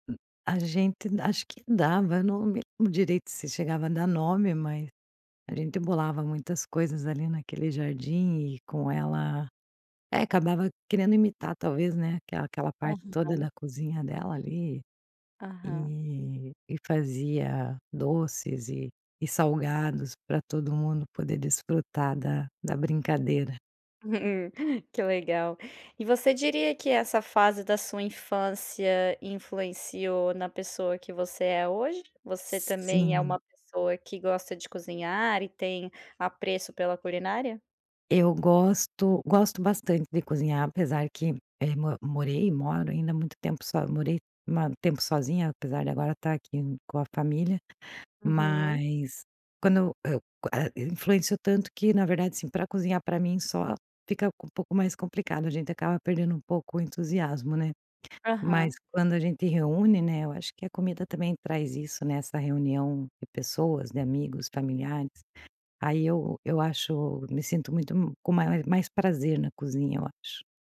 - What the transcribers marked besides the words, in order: giggle; tapping
- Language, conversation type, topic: Portuguese, podcast, Como a comida da sua infância marcou quem você é?